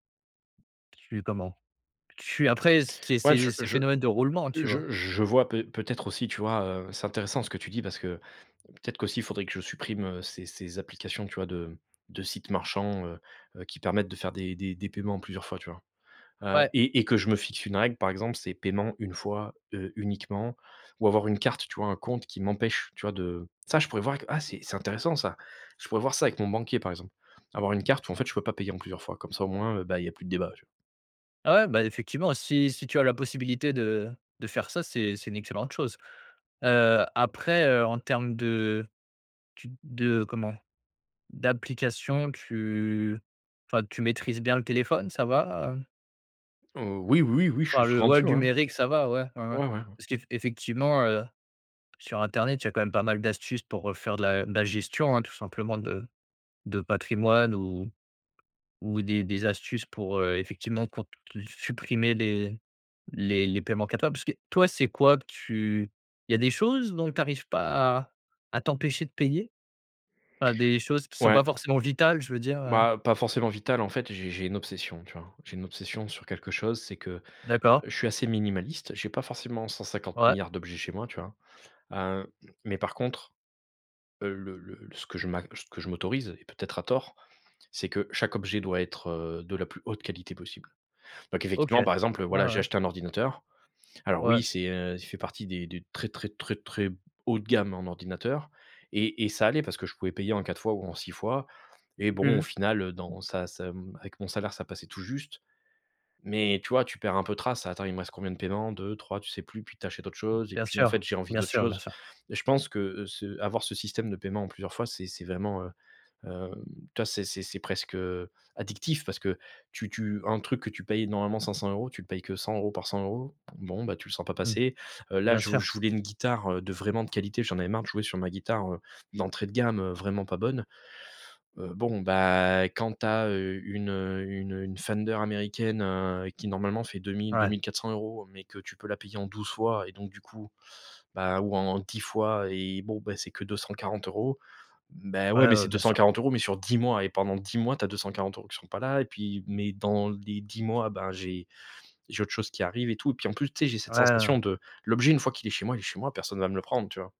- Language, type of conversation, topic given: French, advice, Comment gérer le stress provoqué par des factures imprévues qui vident votre compte ?
- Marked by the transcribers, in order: other background noise; tapping; stressed: "addictif"